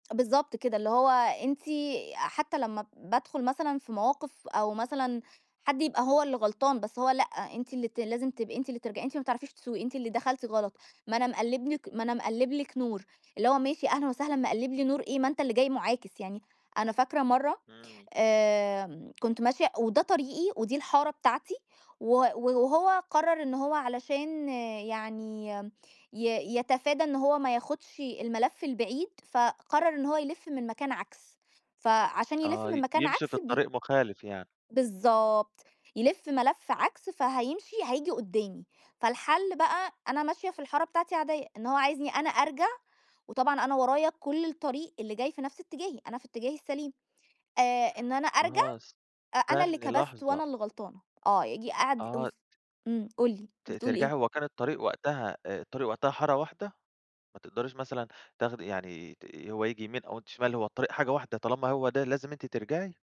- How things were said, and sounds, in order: tapping
- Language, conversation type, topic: Arabic, podcast, هل حصلك قبل كده حادث بسيط واتعلمت منه درس مهم؟